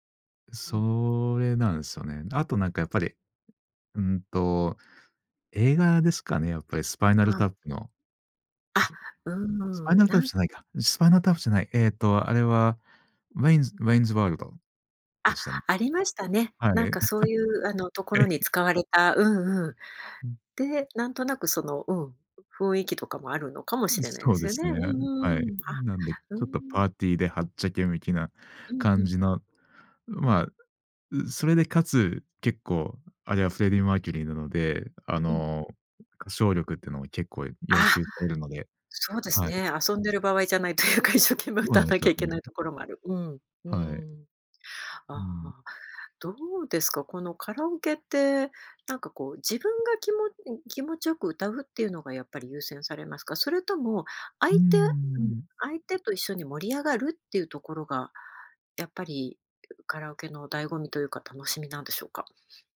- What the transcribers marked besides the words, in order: laugh; laughing while speaking: "へい"; other noise; laughing while speaking: "じゃないというか、一生懸命、歌わなきゃいけない"; tapping
- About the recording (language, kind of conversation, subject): Japanese, podcast, カラオケで歌う楽しさはどこにあるのでしょうか？